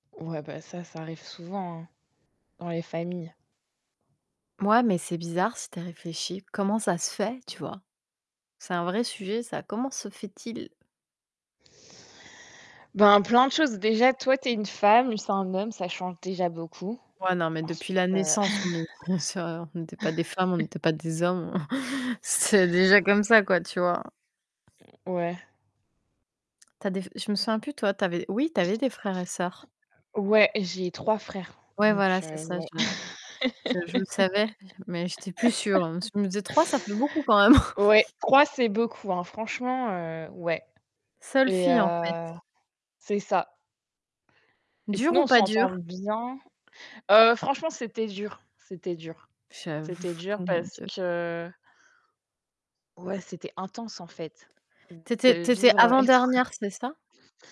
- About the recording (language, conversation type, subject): French, unstructured, Quel aspect de votre vie aimeriez-vous simplifier pour gagner en sérénité ?
- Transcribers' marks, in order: static; distorted speech; chuckle; chuckle; tapping; other background noise; laughing while speaking: "sûre"; laugh; chuckle; laughing while speaking: "avec trois"